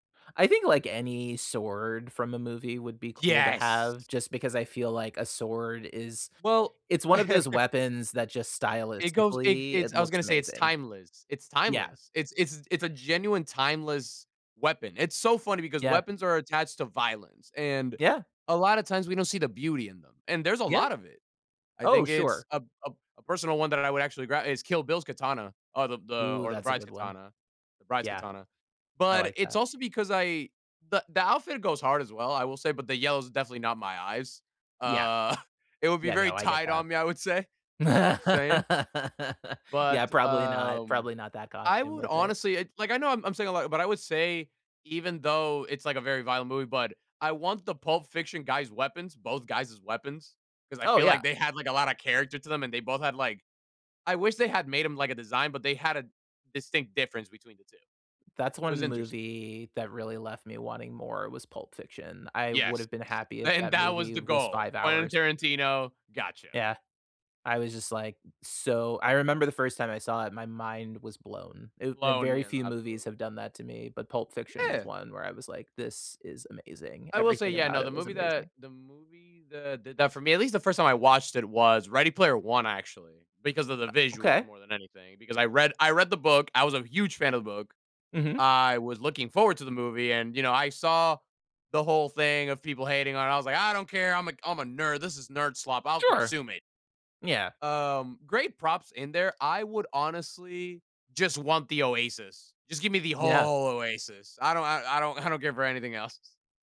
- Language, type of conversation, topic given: English, unstructured, What film prop should I borrow, and how would I use it?
- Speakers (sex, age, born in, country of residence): male, 20-24, Venezuela, United States; male, 40-44, United States, United States
- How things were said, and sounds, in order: chuckle; chuckle; laugh; laughing while speaking: "Then"; put-on voice: "I don't care! I'm a … I'll consume it"; stressed: "whole"; laughing while speaking: "I don't"; laughing while speaking: "else"